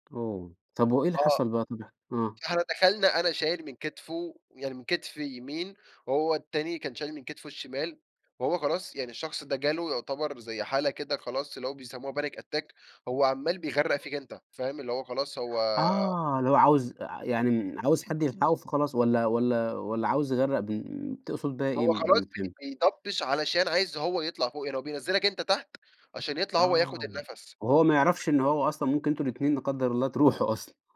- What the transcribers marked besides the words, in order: in English: "Panic Attack"; horn; background speech; other background noise; laughing while speaking: "تروحوا أصلًا"
- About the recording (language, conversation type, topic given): Arabic, podcast, إيه هي هوايتك المفضلة وليه بتحبّها؟